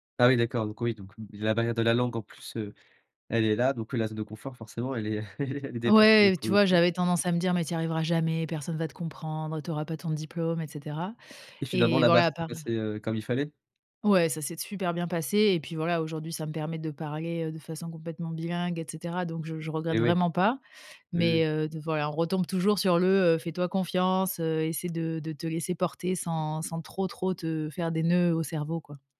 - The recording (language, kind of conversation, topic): French, podcast, Quel conseil donnerais-tu à la personne que tu étais à 18 ans ?
- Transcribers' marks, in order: chuckle